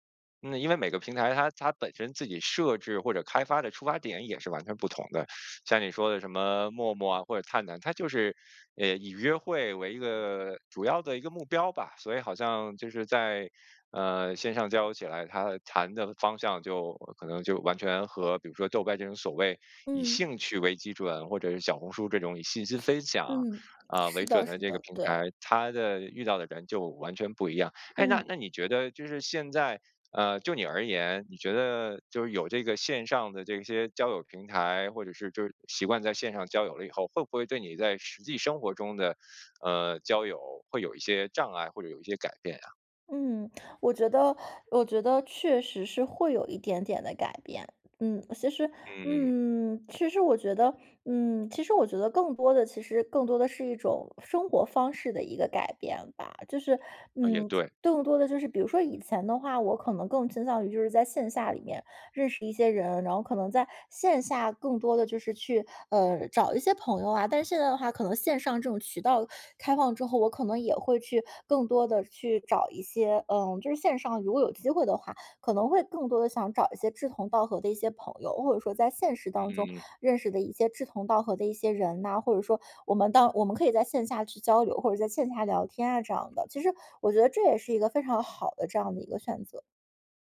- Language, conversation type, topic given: Chinese, podcast, 你怎么看待线上交友和线下交友？
- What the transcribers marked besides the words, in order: other noise